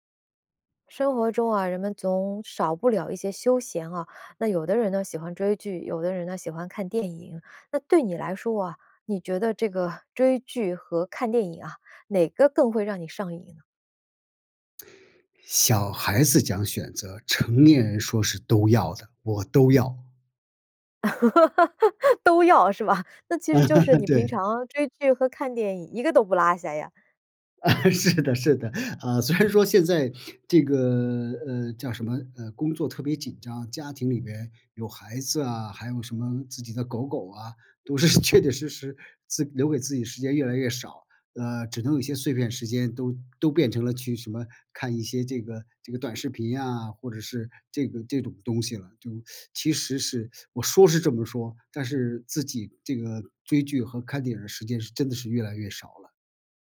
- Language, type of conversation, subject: Chinese, podcast, 你觉得追剧和看电影哪个更上瘾？
- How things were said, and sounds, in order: other background noise; laugh; laughing while speaking: "都要，是吧？"; laugh; laughing while speaking: "对"; laughing while speaking: "一个都不落下呀？"; laugh; laughing while speaking: "啊，是的是的，啊，虽然说"; laughing while speaking: "确确"; teeth sucking